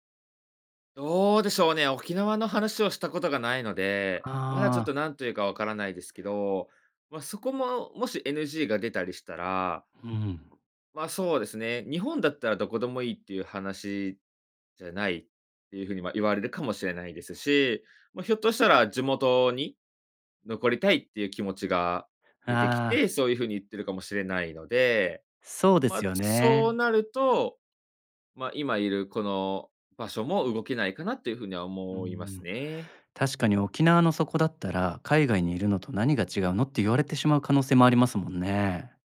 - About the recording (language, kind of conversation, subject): Japanese, advice, 結婚や将来についての価値観が合わないと感じるのはなぜですか？
- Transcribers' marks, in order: none